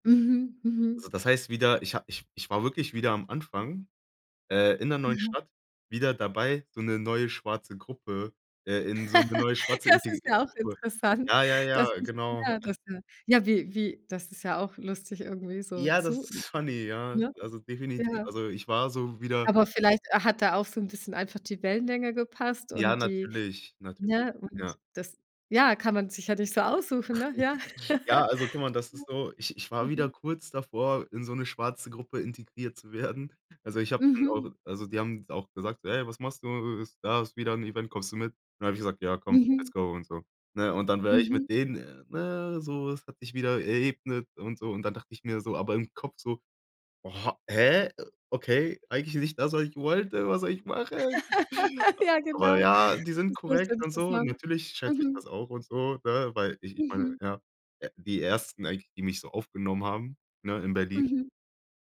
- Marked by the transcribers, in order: laugh; in English: "funny"; chuckle; chuckle; other noise; in English: "let's go"; "geebnet" said as "erebnet"; laugh
- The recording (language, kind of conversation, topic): German, podcast, Kannst du von einem Zufall erzählen, der zu einer Freundschaft geführt hat?